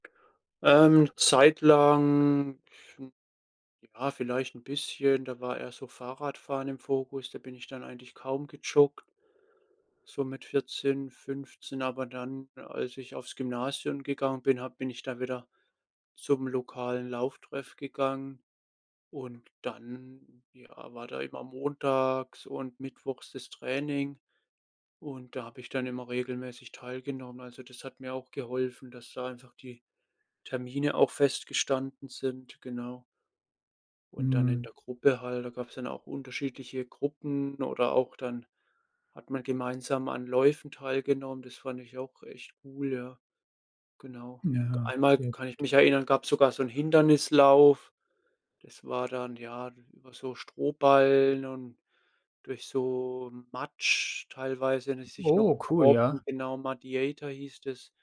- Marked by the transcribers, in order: other background noise; unintelligible speech
- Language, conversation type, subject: German, unstructured, Welche Gewohnheit hat dein Leben positiv verändert?